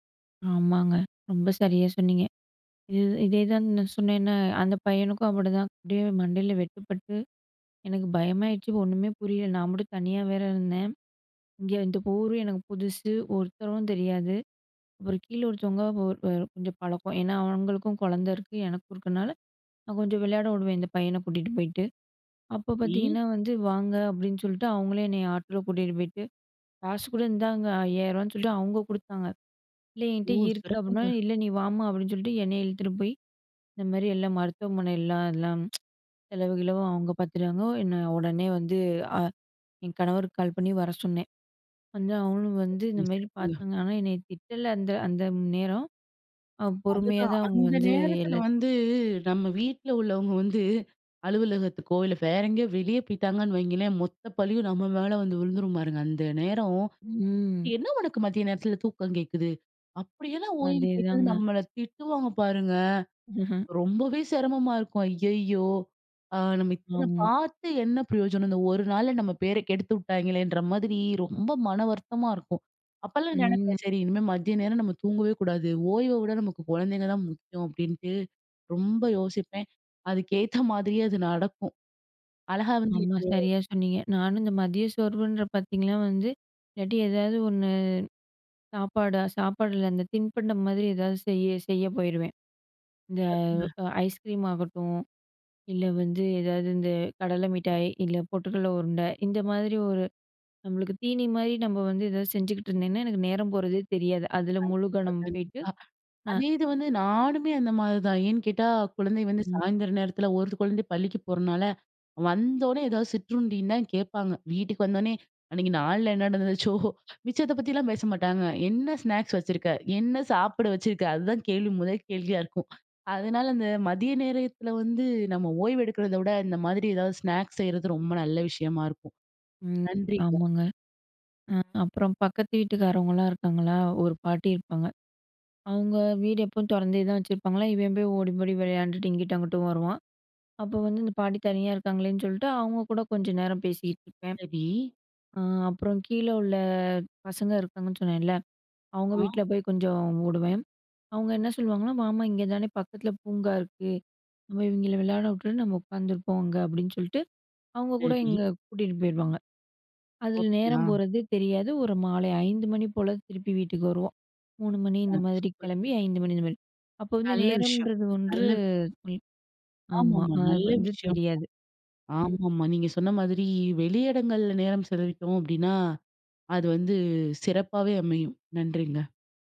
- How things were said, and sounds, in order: drawn out: "ம்"; "கரெக்ட்டுங்க" said as "சிற்ப்புங்க"; other noise; tsk; unintelligible speech; other background noise; drawn out: "ம்"; snort; unintelligible speech; chuckle
- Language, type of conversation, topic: Tamil, podcast, மதிய சோர்வு வந்தால் நீங்கள் அதை எப்படி சமாளிப்பீர்கள்?